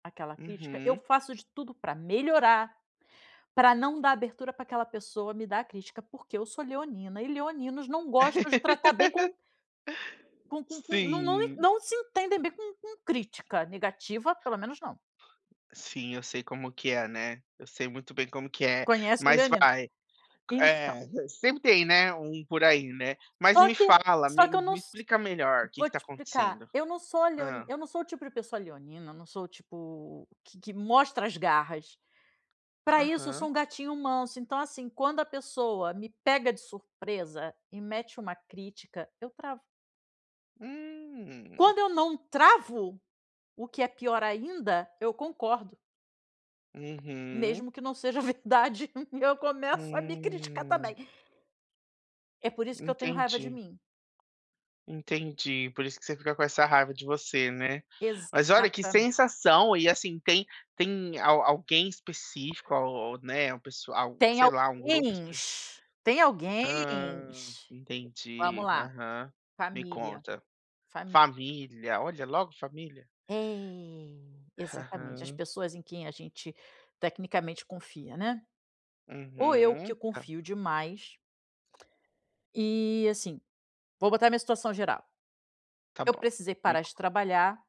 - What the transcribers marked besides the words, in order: laugh; tapping; chuckle
- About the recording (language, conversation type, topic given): Portuguese, advice, Reação defensiva a críticas